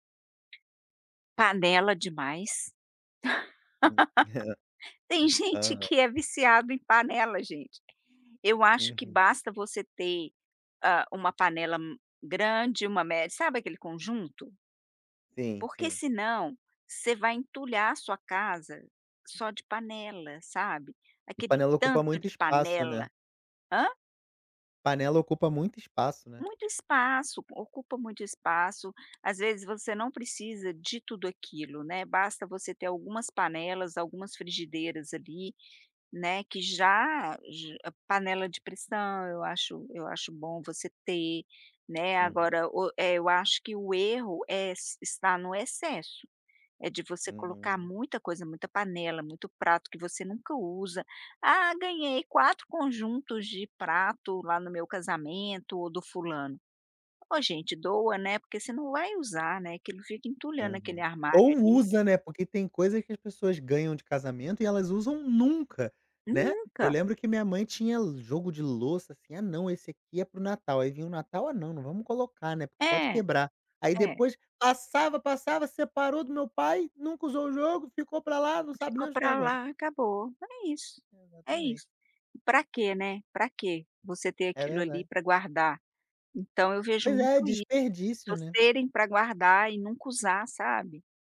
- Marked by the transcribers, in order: tapping; laugh; laughing while speaking: "Tem gente que é viciado em panela gente"; chuckle; other background noise; stressed: "nunca"; unintelligible speech
- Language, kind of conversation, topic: Portuguese, podcast, O que é essencial numa cozinha prática e funcional pra você?